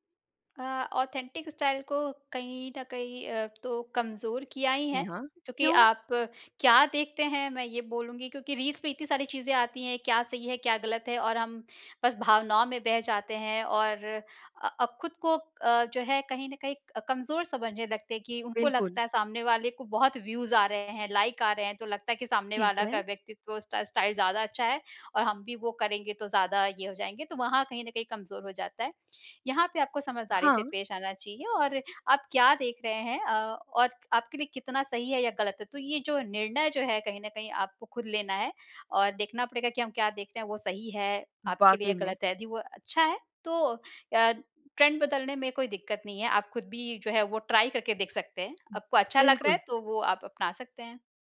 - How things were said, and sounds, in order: in English: "ऑथेंटिक स्टाइल"; in English: "व्यूज़"; in English: "स्टा स्टाइल"; in English: "ट्रेंड"; in English: "ट्राय"
- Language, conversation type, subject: Hindi, podcast, आपके लिए ‘असली’ शैली का क्या अर्थ है?